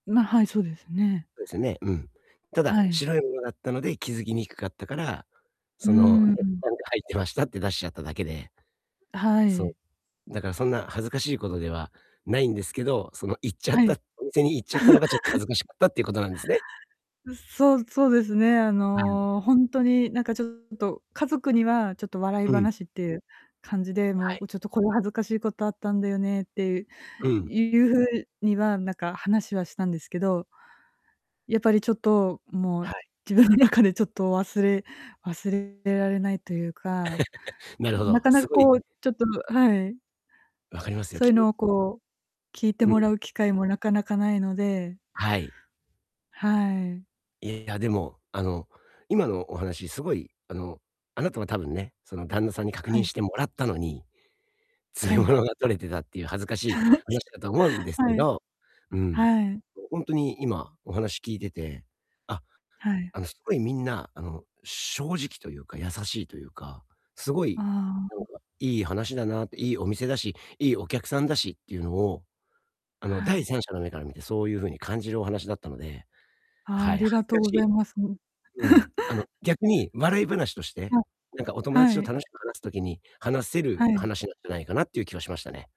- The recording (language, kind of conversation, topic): Japanese, advice, 恥ずかしい出来事があったとき、どう対処すればよいですか？
- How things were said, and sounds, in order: distorted speech; other background noise; laugh; static; laughing while speaking: "自分の中でちょっと"; chuckle; laughing while speaking: "詰め物が取れてた"; laughing while speaking: "話"; chuckle; laugh